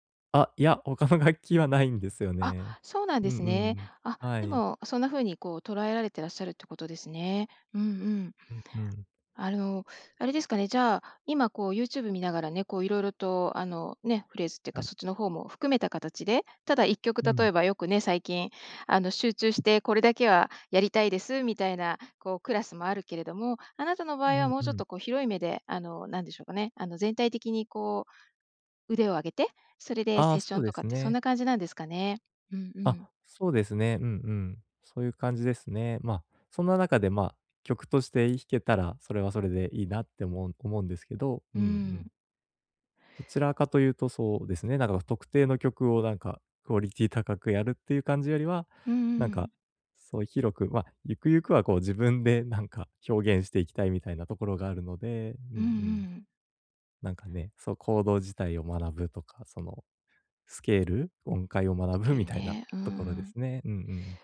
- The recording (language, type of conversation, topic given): Japanese, advice, 短い時間で趣味や学びを効率よく進めるにはどうすればよいですか？
- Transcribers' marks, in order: laughing while speaking: "他の楽器はないんですよね"; other background noise